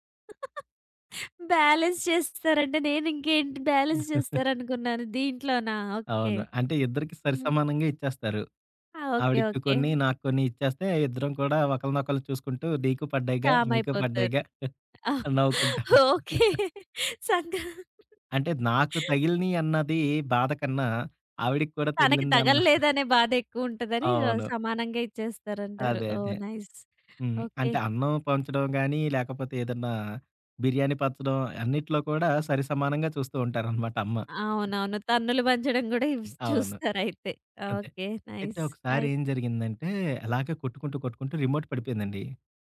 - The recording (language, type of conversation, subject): Telugu, podcast, మీ కుటుంబంలో ప్రేమను సాధారణంగా ఎలా తెలియజేస్తారు?
- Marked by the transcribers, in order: laughing while speaking: "బ్యాలన్స్ చేస్తారంటే, నేను ఇంకేంటి బ్యాలెన్స్ చేస్తారనుకున్నాను దీంట్లోనా?"; in English: "బ్యాలన్స్"; in English: "బ్యాలెన్స్"; chuckle; other background noise; chuckle; laugh; chuckle; laughing while speaking: "ఓకే. సంగా"; chuckle; in English: "నైస్"; "పంచడం" said as "పచ్చడం"; chuckle; in English: "నైస్"; in English: "రిమోట్"